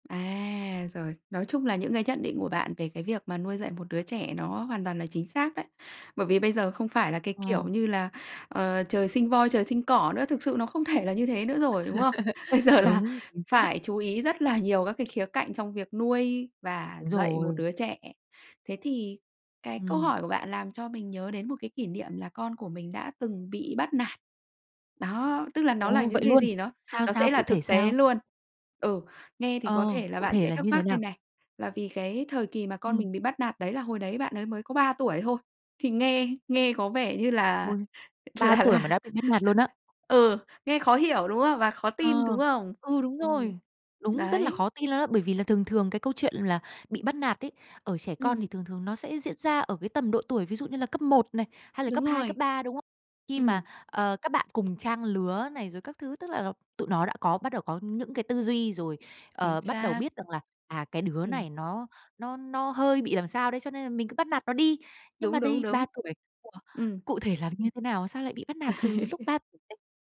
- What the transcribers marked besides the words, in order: laugh; laughing while speaking: "Bây giờ là"; tapping; laughing while speaking: "là là"; chuckle; laugh; other background noise
- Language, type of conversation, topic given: Vietnamese, podcast, Bạn nên xử trí thế nào khi con bị bắt nạt?